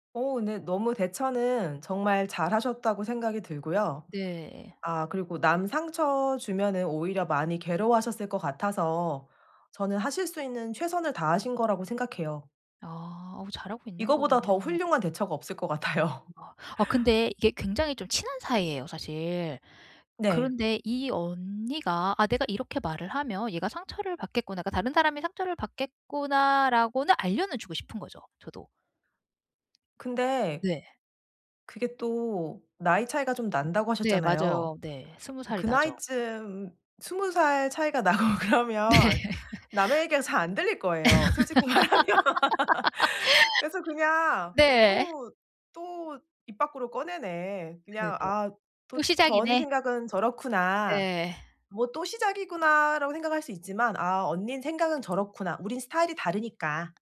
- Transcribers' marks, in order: laughing while speaking: "같아요"; laugh; laughing while speaking: "나고 그러면"; laughing while speaking: "네"; laughing while speaking: "솔직히 말하면"; laugh
- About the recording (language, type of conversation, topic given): Korean, advice, 피드백을 받을 때 방어적으로 반응하지 않으려면 어떻게 해야 하나요?